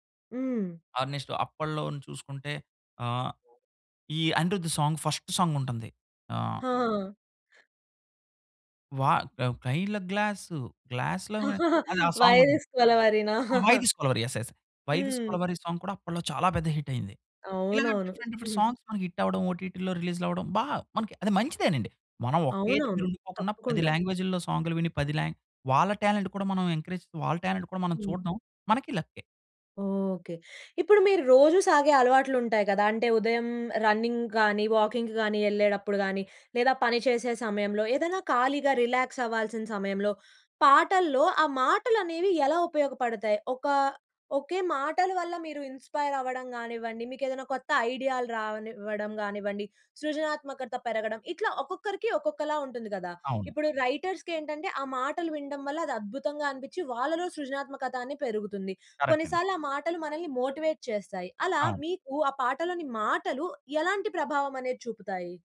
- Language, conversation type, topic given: Telugu, podcast, పాటల మాటలు మీకు ఎంతగా ప్రభావం చూపిస్తాయి?
- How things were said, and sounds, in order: other noise; in English: "సాంగ్ ఫస్ట్ సాంగ్"; other background noise; laughing while speaking: "'వై దిస్ కొలవెరీనా?"; in English: "సాంగ్"; in English: "హిట్"; in English: "డిఫరెంట్, డిఫరెంట్ సాంగ్స్"; in English: "ఓటీటీలో రిలీజ్‌లు"; in English: "లాంగ్వేజ్‌లో"; in English: "టాలెంట్"; in English: "ఎంకరేజ్"; in English: "టాలెంట్"; in English: "రన్నింగ్"; in English: "వాకింగ్"; in English: "రిలాక్స్"; in English: "ఇన్స్పైర్"; in English: "రైటర్స్‌కి"; in English: "కరెక్ట్"; in English: "మోటివేట్"